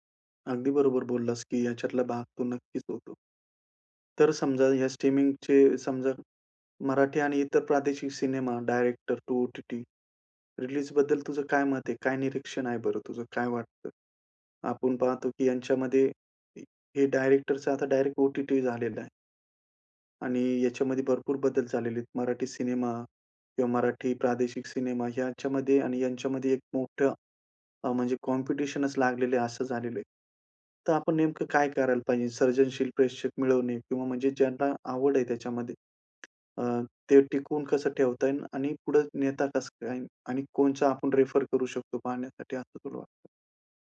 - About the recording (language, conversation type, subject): Marathi, podcast, स्ट्रीमिंगमुळे सिनेमा पाहण्याचा अनुभव कसा बदलला आहे?
- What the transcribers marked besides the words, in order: other noise; tapping